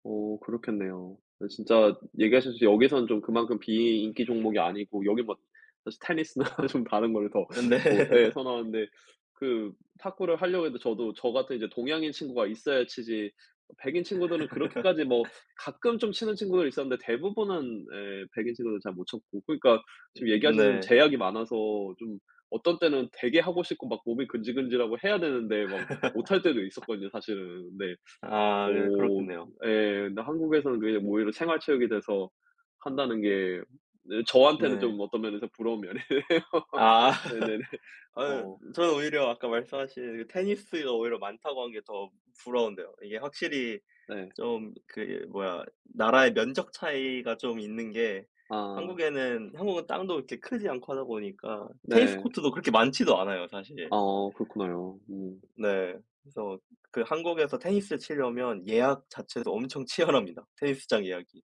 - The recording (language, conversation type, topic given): Korean, unstructured, 목표를 이루는 과정에서 가장 화가 나는 일은 무엇인가요?
- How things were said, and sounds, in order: laughing while speaking: "테니스나"; laughing while speaking: "음 네"; other background noise; laugh; laugh; laugh; laughing while speaking: "면이에요. 네네네"; tapping; laughing while speaking: "자체도"; laughing while speaking: "치열합니다"